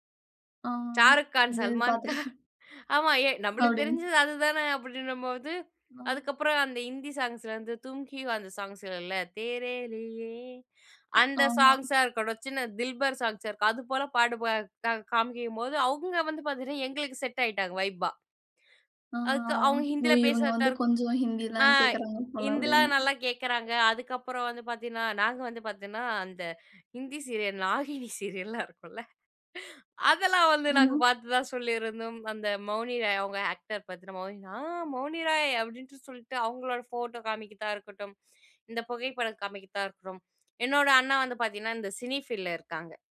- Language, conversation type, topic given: Tamil, podcast, மொழி தெரியாமலே நீங்கள் எப்படி தொடர்பு கொண்டு வந்தீர்கள்?
- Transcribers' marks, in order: laughing while speaking: "ஷாருக்கான், சல்மான்கான். ஆமா எ நம்பளுக்கு தெரிஞ்சது அதுதானே! அப்படின்னும்போது"; other noise; groan; unintelligible speech; singing: "தேரேலியே"; in Hindi: "தில்பர்"; drawn out: "ஆ"; laughing while speaking: "ஹிந்தி சீரியல் நாகினி சீரியல்லாம் இருக்கும்ல … ஆ மௌனி ராய்!"; surprised: "ஆ மௌனி ராய்!"; "காமிக்கறதா" said as "காமிக்கதா"; "காமிக்கறதா" said as "காமிக்கதா"